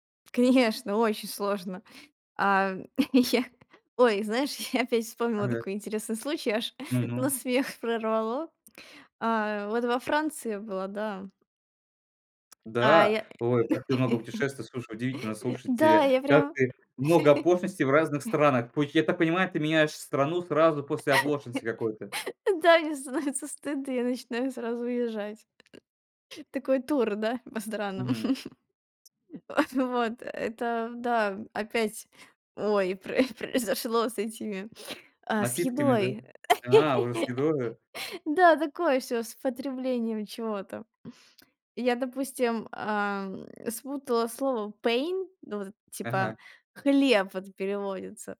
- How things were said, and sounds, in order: other background noise; laughing while speaking: "я"; laughing while speaking: "я опять"; laughing while speaking: "аж на смех прорвало"; tapping; background speech; laugh; laugh; laugh; laughing while speaking: "Да, мне становится стыдно"; laugh; laughing while speaking: "прои произошло"; laugh; in English: "pain"
- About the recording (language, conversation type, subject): Russian, podcast, Какие смешные недопонимания у тебя случались в общении с местными?